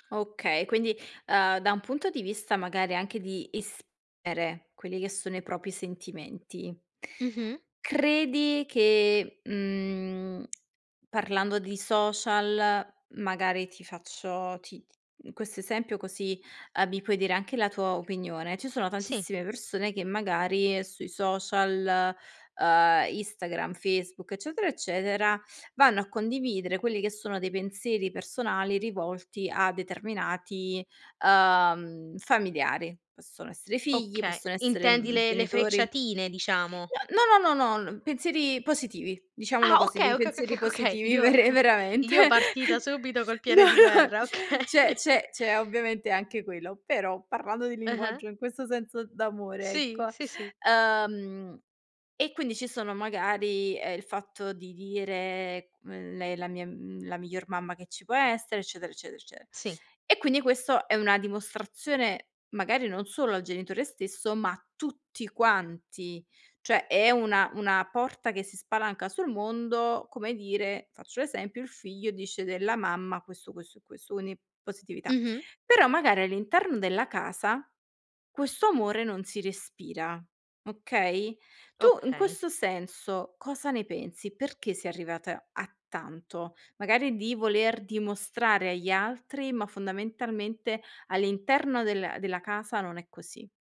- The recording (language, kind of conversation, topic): Italian, podcast, In che modo la tecnologia influisce sul modo in cui le famiglie esprimono affetto e si prendono cura l’una dell’altra?
- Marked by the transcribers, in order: "esprimere" said as "espere"; "propri" said as "propi"; tapping; "Instagram" said as "istagram"; "genitori" said as "ghenitori"; laughing while speaking: "verre veramente. No, no"; chuckle; laughing while speaking: "okay"; chuckle